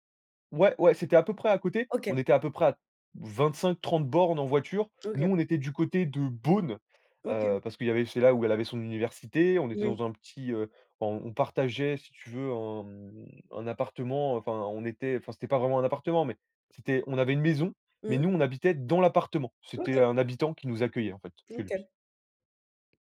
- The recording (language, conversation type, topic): French, podcast, Quelle expérience de voyage t’a le plus changé ?
- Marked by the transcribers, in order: none